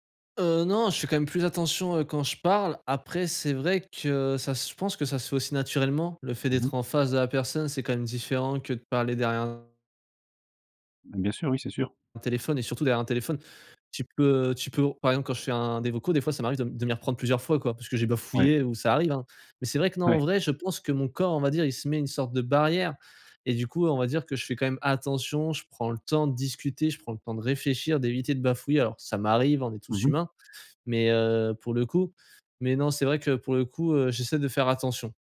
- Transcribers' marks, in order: other background noise
- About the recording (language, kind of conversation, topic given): French, podcast, Comment les réseaux sociaux ont-ils changé ta façon de parler ?